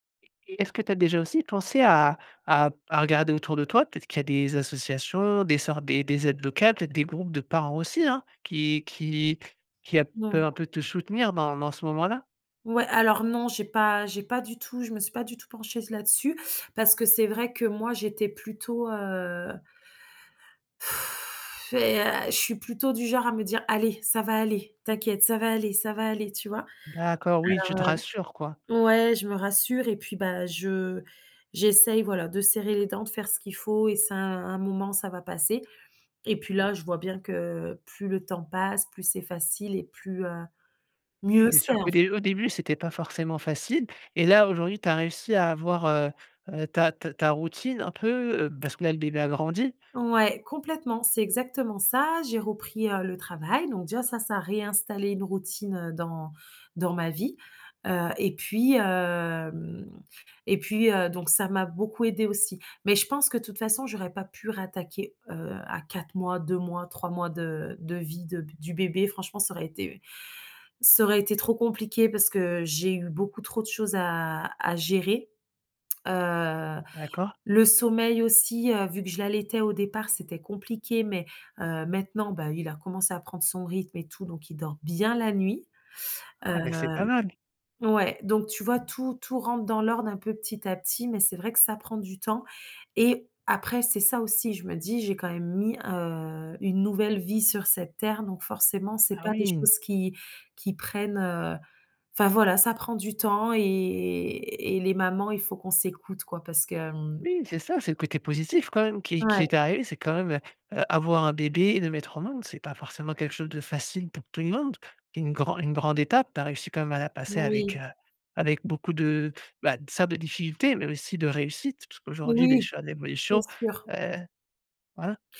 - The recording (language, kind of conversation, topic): French, advice, Comment avez-vous vécu la naissance de votre enfant et comment vous êtes-vous adapté(e) à la parentalité ?
- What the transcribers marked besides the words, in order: sigh; drawn out: "hem"; stressed: "bien"